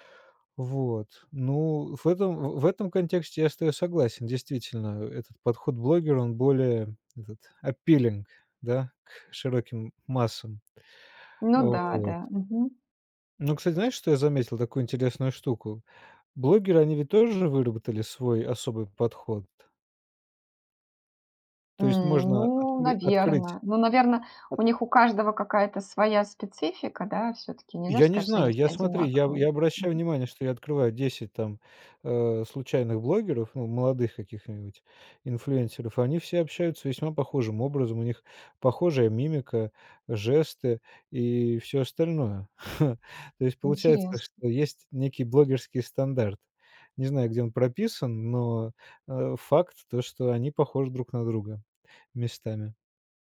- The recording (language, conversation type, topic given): Russian, podcast, Почему люди доверяют блогерам больше, чем традиционным СМИ?
- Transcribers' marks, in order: in English: "appealing"; tapping; other noise; chuckle